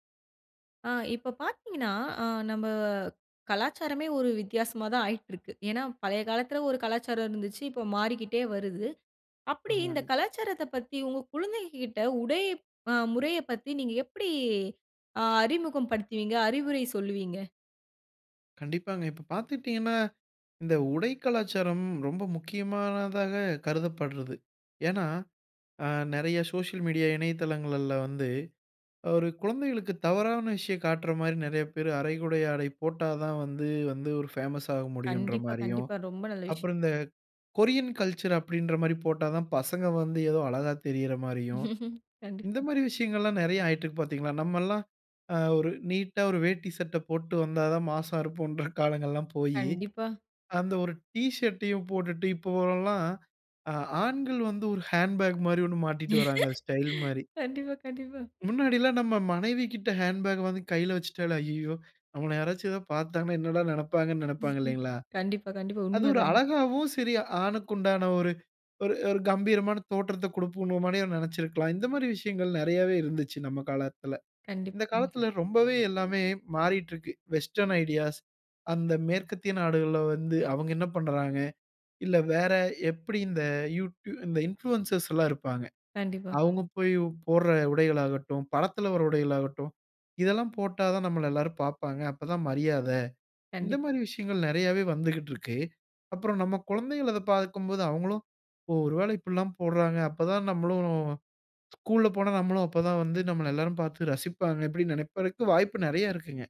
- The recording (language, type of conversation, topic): Tamil, podcast, குழந்தைகளுக்கு கலாச்சார உடை அணியும் மரபை நீங்கள் எப்படி அறிமுகப்படுத்துகிறீர்கள்?
- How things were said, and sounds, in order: laugh; laughing while speaking: "இருப்போம்ன்ற"; laugh; in English: "ஹேண்ட்பேக்"; in English: "வெஸ்டர்ன் ஐடியாஸ்"; in English: "இன்புளூயன்சர்ஸ்"; unintelligible speech